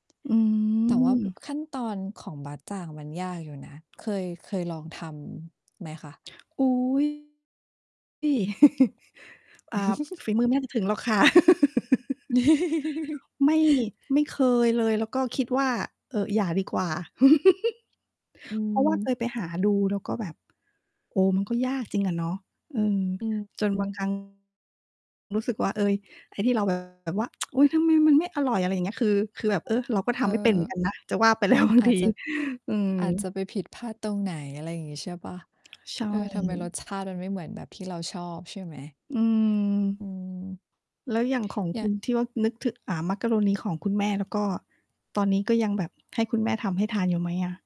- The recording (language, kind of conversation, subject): Thai, unstructured, คุณรู้สึกอย่างไรกับอาหารที่เคยทำให้คุณมีความสุขแต่ตอนนี้หากินยาก?
- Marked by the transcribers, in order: other background noise; distorted speech; chuckle; laugh; chuckle; chuckle; tsk; laughing while speaking: "แล้วบางที"